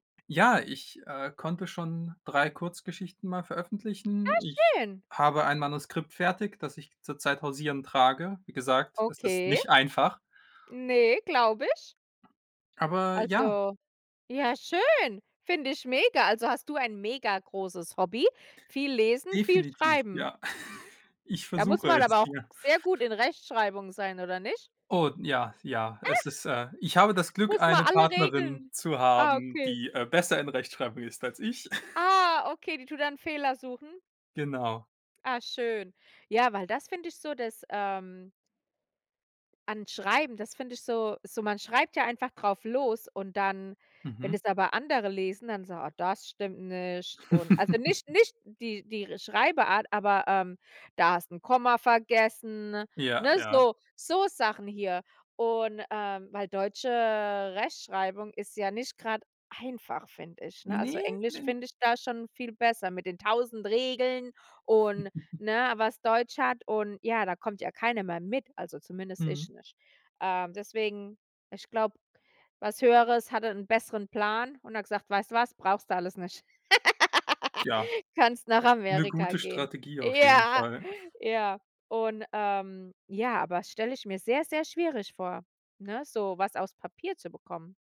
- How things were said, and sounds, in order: other background noise; chuckle; laughing while speaking: "es, ja"; laugh; chuckle; laugh; "Schreibart" said as "Schreibeart"; put-on voice: "Ne, ne"; giggle; laugh; chuckle
- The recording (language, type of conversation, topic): German, unstructured, Welche historische Persönlichkeit findest du besonders inspirierend?